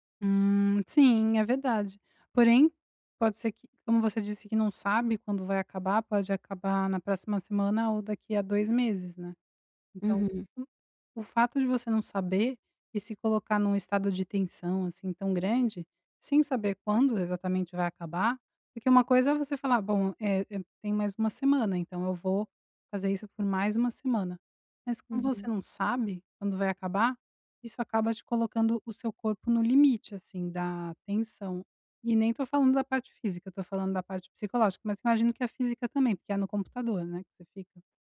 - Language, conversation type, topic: Portuguese, advice, Como posso equilibrar meu tempo entre responsabilidades e lazer?
- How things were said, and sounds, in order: none